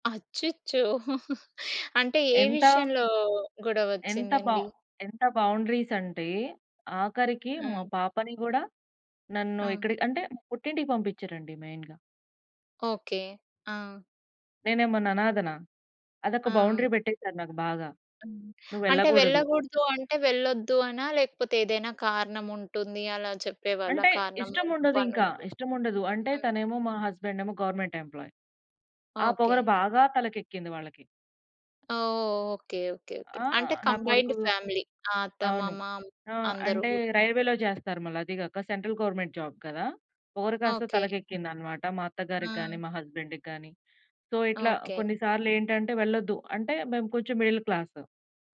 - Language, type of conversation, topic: Telugu, podcast, మీ కోసం హద్దులు నిర్ణయించుకోవడంలో మొదటి అడుగు ఏమిటి?
- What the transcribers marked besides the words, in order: chuckle; in English: "బౌండరీస్"; in English: "మెయిన్‌గా"; in English: "బౌండరీ"; in English: "హస్బెండ్"; in English: "గవర్నమెంట్ ఎంప్లాయ్"; in English: "కంబైన్‌డ్ ఫ్యామిలీ"; in English: "రైల్వేలో"; in English: "సెంట్రల్ గవర్నమెంట్ జాబ్"; in English: "హస్బెం‌డ్‌కి"; in English: "సో"; in English: "మిడిల్ క్లాస్"